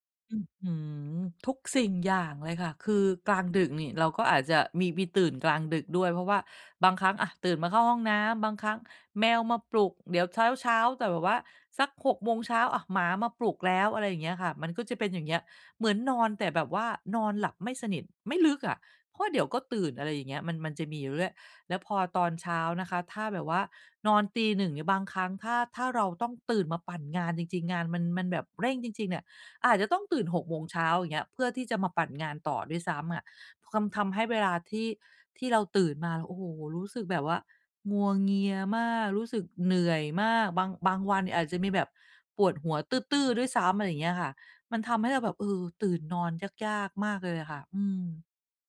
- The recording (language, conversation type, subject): Thai, advice, ฉันควรตั้งขอบเขตการใช้เทคโนโลยีช่วงค่ำก่อนนอนอย่างไรเพื่อให้หลับดีขึ้น?
- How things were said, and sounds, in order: none